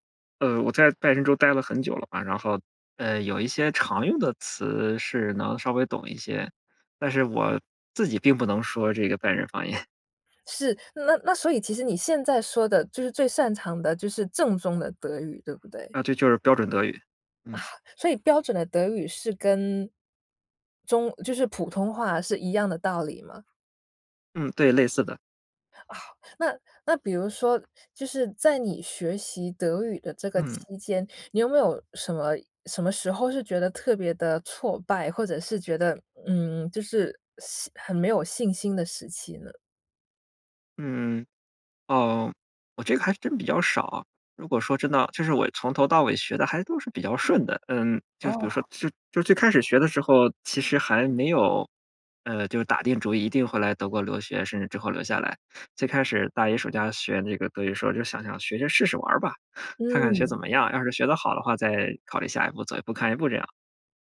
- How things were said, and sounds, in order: chuckle; chuckle
- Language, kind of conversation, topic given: Chinese, podcast, 你能跟我们讲讲你的学习之路吗？